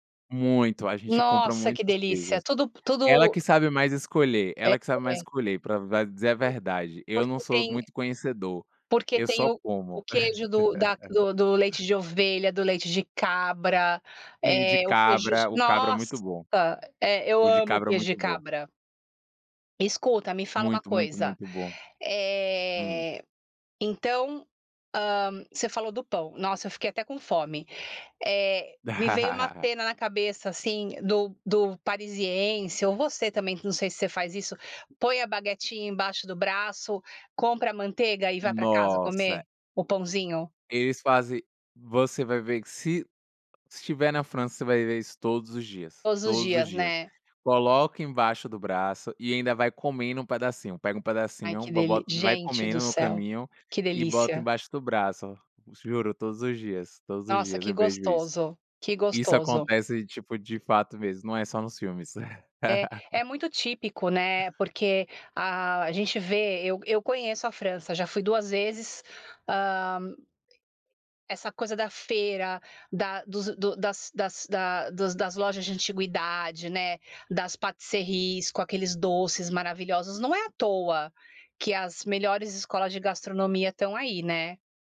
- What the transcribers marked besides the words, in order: unintelligible speech; unintelligible speech; chuckle; laugh; tapping; chuckle
- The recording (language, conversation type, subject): Portuguese, podcast, Como é a rotina matinal aí na sua família?